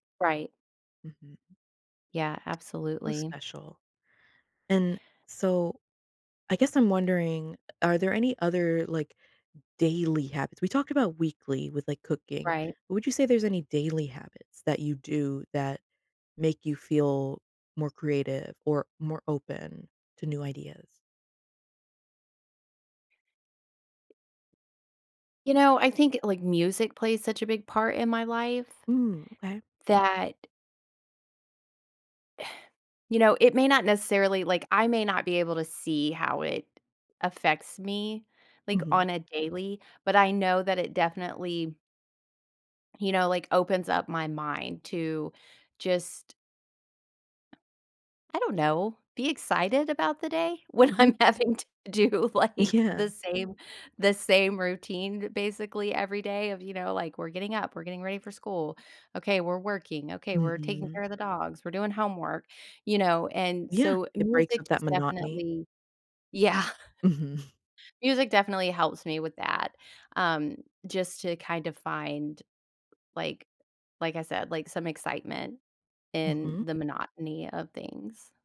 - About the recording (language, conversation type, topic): English, unstructured, What habits help me feel more creative and open to new ideas?
- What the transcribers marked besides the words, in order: tapping; laughing while speaking: "when I'm having to do, like"; laughing while speaking: "Yeah"; other background noise; laughing while speaking: "Mhm"; laughing while speaking: "Yeah"